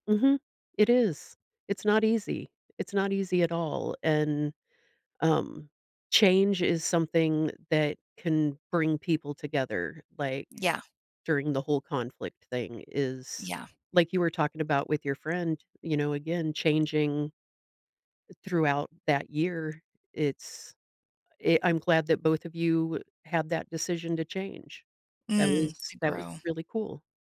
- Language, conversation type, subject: English, unstructured, How has conflict unexpectedly brought people closer?
- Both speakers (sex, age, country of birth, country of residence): female, 45-49, United States, United States; female, 50-54, United States, United States
- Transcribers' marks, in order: tapping